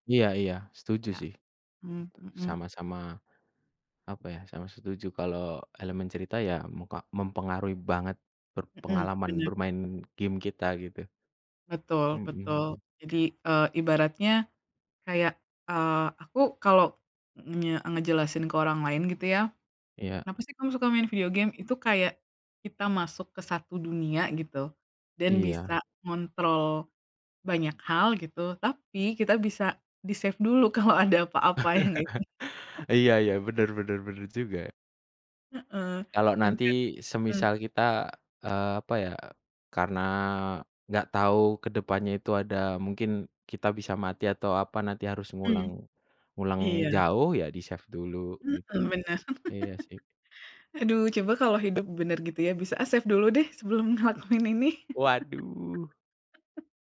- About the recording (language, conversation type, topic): Indonesian, unstructured, Apa yang Anda cari dalam gim video yang bagus?
- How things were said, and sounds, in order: other background noise; in English: "di-save"; laugh; laughing while speaking: "ya gak sih?"; chuckle; in English: "di-save"; laugh; in English: "save"; laugh